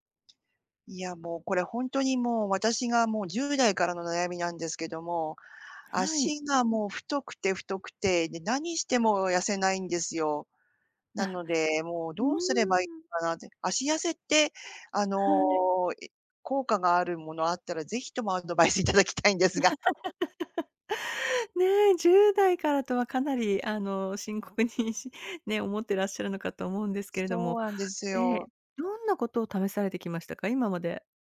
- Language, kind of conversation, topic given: Japanese, advice, 運動しているのに体重や見た目に変化が出ないのはなぜですか？
- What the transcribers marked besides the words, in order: other background noise; laughing while speaking: "頂きたいんですが"; laugh; laughing while speaking: "深刻にし"